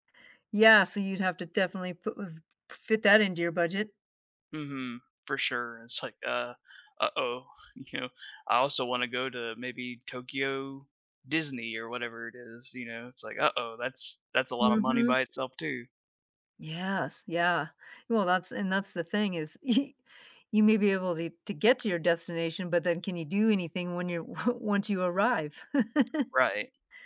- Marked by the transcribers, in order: laughing while speaking: "you know"; other background noise; laughing while speaking: "y"; tapping; laughing while speaking: "one"; chuckle
- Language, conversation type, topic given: English, unstructured, What inspires your desire to travel and explore new places?